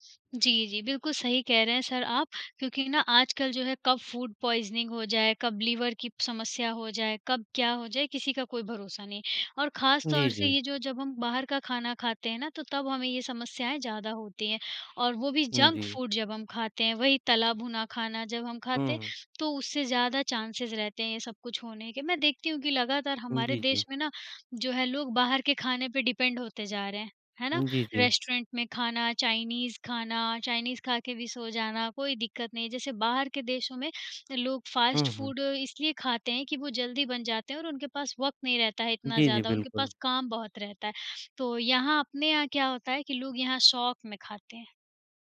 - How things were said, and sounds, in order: in English: "फूड पॉइज़निंग"; tapping; in English: "जंक फूड"; in English: "चांसेज़"; in English: "डिपेंड"; in English: "फास्ट फूड"
- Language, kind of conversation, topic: Hindi, unstructured, क्या आपको घर का खाना ज़्यादा पसंद है या बाहर का?